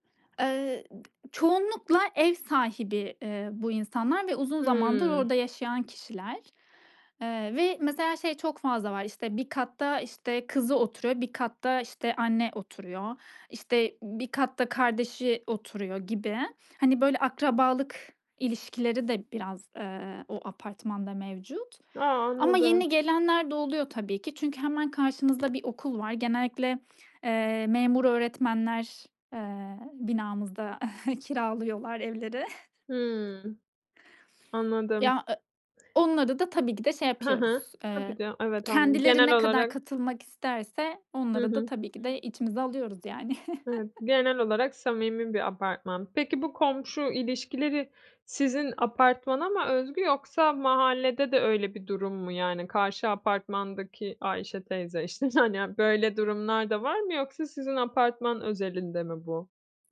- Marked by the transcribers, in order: other background noise; chuckle; laughing while speaking: "evleri"; tapping; chuckle; laughing while speaking: "hani"
- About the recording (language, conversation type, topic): Turkish, podcast, Komşularınla yaşadığın bir dayanışma anısını anlatır mısın?